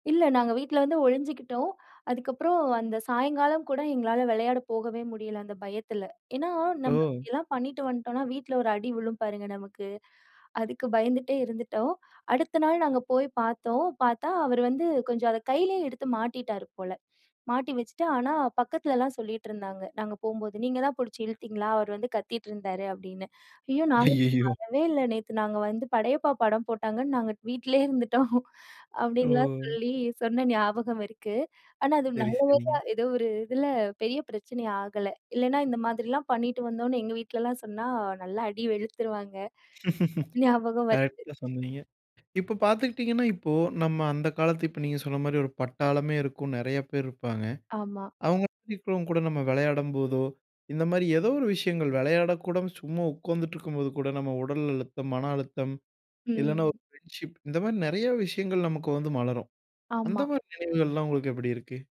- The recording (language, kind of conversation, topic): Tamil, podcast, குழந்தையாக வெளியில் விளையாடிய உங்கள் நினைவுகள் உங்களுக்கு என்ன சொல்கின்றன?
- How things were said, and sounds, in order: laughing while speaking: "அய்யய்யோ!"; laughing while speaking: "நாங்க வீட்லேயே இருந்துட்டோம்"; laugh; other background noise; unintelligible speech; in English: "ஃப்ரெண்ட்ஷிப்"